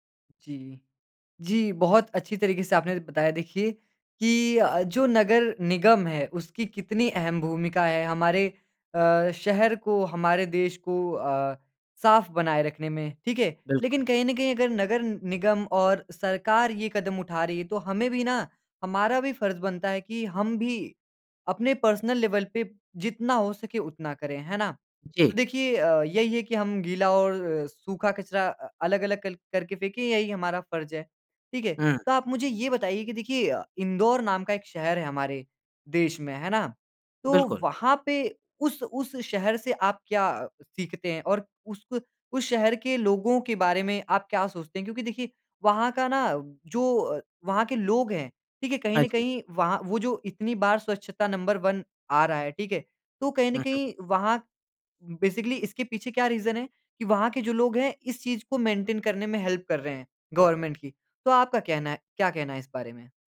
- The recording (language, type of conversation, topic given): Hindi, podcast, कम कचरा बनाने से रोज़मर्रा की ज़िंदगी में क्या बदलाव आएंगे?
- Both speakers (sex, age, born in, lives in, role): male, 20-24, India, India, host; male, 25-29, India, India, guest
- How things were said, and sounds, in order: in English: "पर्सनल लेवल"; in English: "वन"; in English: "बेसिकली"; in English: "रीज़न"; in English: "मेंटेन"; in English: "हेल्प"; in English: "गवर्नमेंट"